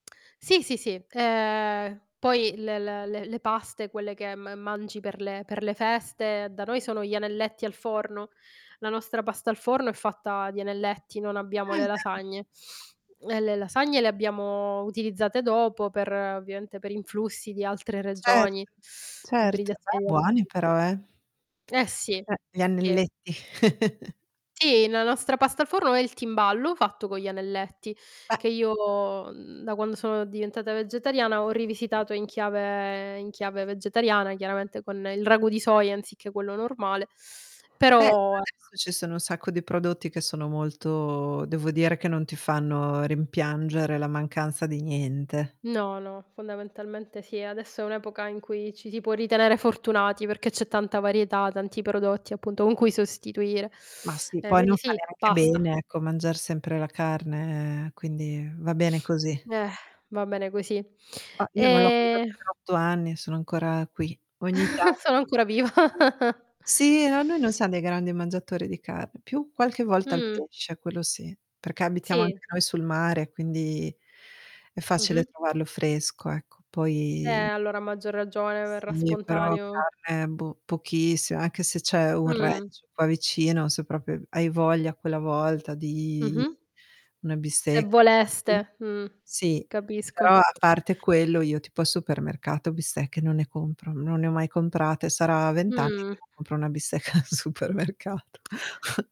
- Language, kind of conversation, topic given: Italian, unstructured, Ti affascina di più la cucina italiana o quella internazionale?
- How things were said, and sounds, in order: distorted speech; static; unintelligible speech; tapping; "anelletti" said as "annelletti"; chuckle; other background noise; drawn out: "chiave"; drawn out: "molto"; drawn out: "carne"; exhale; drawn out: "Ehm"; chuckle; chuckle; drawn out: "Poi"; drawn out: "di"; unintelligible speech; laughing while speaking: "bistecca al supermercato"; snort